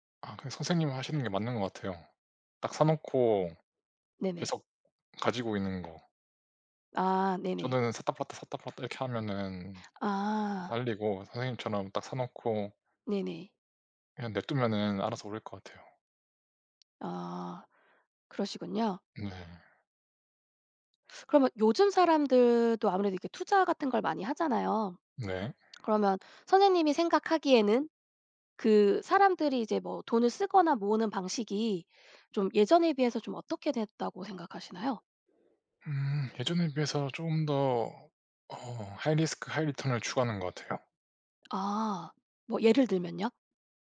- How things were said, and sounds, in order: tapping; other background noise; teeth sucking; in English: "하이 리스크 하이 리턴을"
- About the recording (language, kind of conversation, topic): Korean, unstructured, 돈에 관해 가장 놀라운 사실은 무엇인가요?